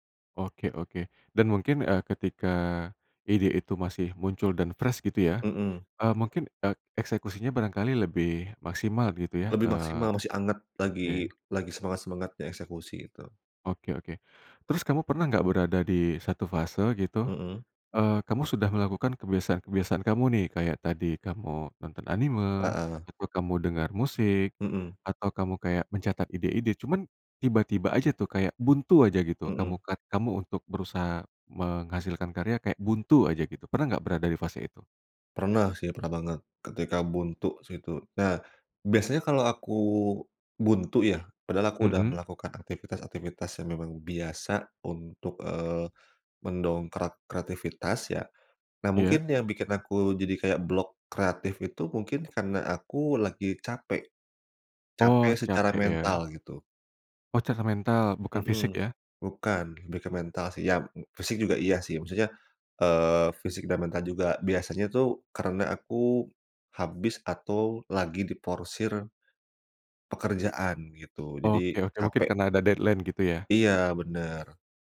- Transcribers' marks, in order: in English: "fresh"; other background noise; in English: "deadline"
- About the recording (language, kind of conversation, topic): Indonesian, podcast, Apa kebiasaan sehari-hari yang membantu kreativitas Anda?